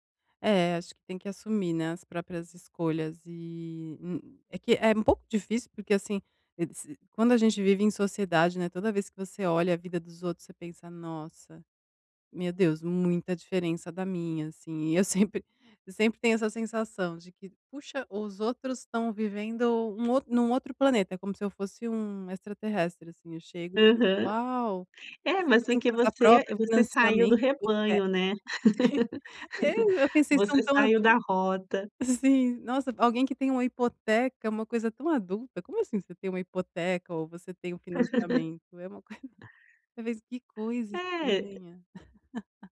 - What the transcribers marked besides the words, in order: laughing while speaking: "É, mas porque você, você … saiu da rota"; laugh; laugh; laughing while speaking: "é uma coisa"; laugh
- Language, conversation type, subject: Portuguese, advice, Por que me sinto mal por não estar no mesmo ponto da vida que meus amigos?